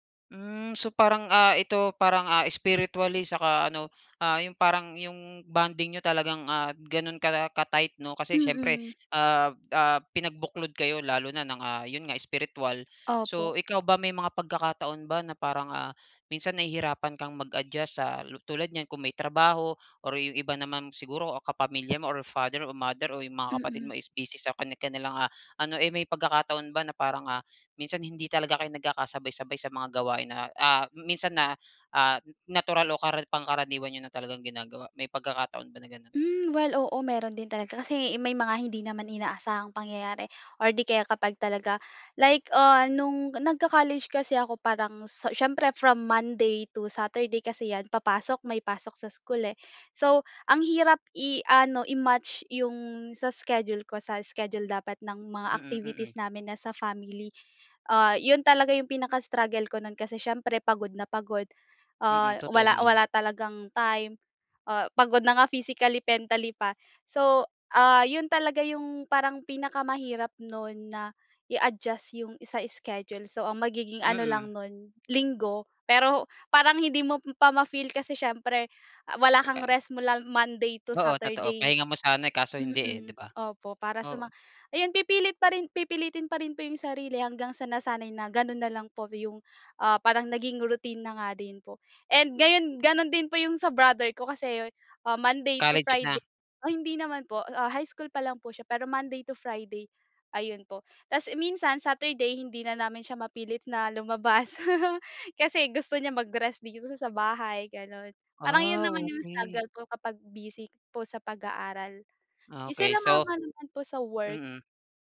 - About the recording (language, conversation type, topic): Filipino, podcast, Ano ang ginagawa ninyo para manatiling malapit sa isa’t isa kahit abala?
- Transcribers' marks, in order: tapping; chuckle; background speech